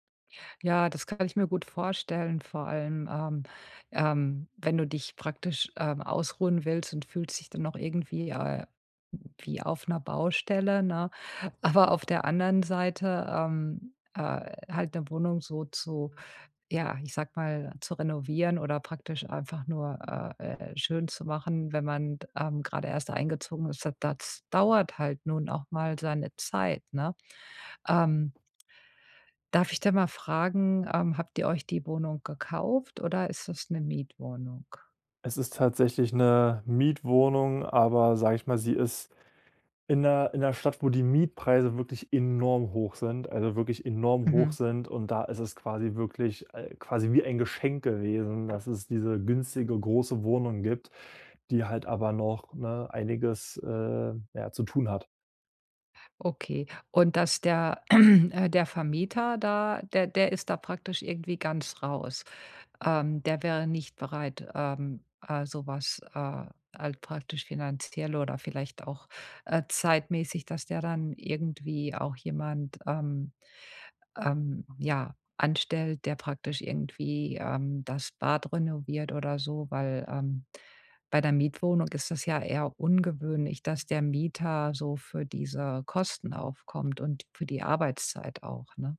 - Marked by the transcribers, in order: "das" said as "dats"; throat clearing
- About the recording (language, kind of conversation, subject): German, advice, Wie kann ich Ruhe finden, ohne mich schuldig zu fühlen, wenn ich weniger leiste?